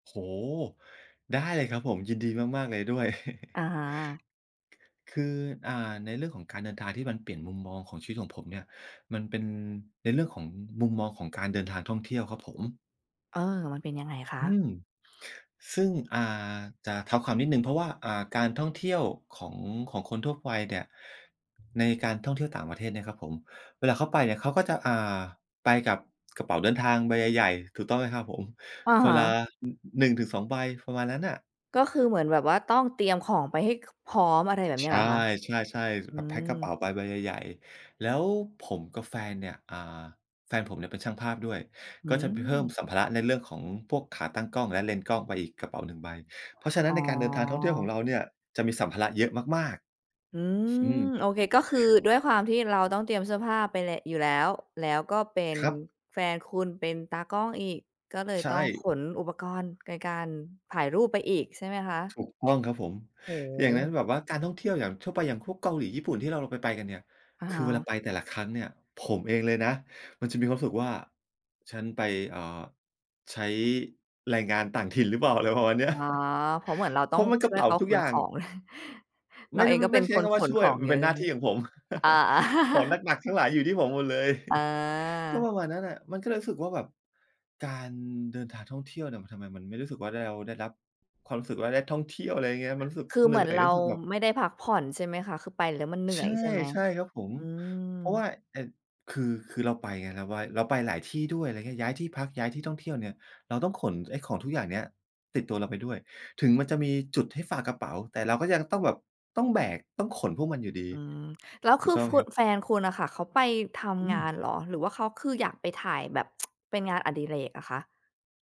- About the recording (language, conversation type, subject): Thai, podcast, ประสบการณ์การเดินทางครั้งไหนที่เปลี่ยนมุมมองชีวิตของคุณมากที่สุด?
- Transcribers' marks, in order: chuckle; other background noise; chuckle; chuckle; chuckle; tsk